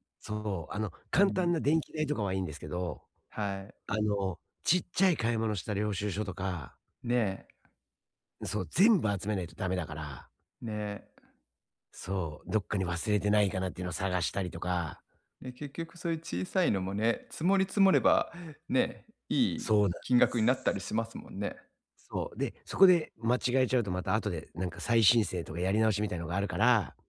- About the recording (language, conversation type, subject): Japanese, advice, 税金と社会保障の申告手続きはどのように始めればよいですか？
- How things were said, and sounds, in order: other noise